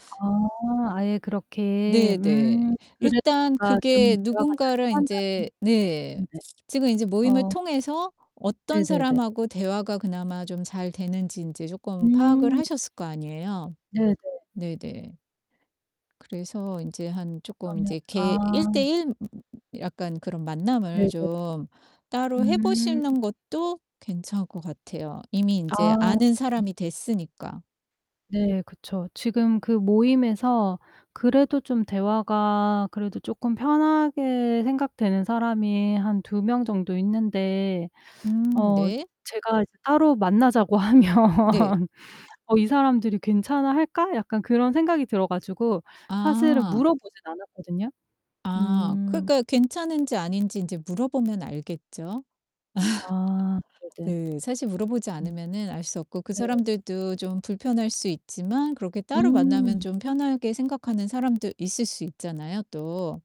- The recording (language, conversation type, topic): Korean, advice, 네트워킹을 시작할 때 느끼는 불편함을 줄이고 자연스럽게 관계를 맺기 위한 전략은 무엇인가요?
- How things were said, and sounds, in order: other background noise; distorted speech; other noise; laughing while speaking: "하면"; laugh; laugh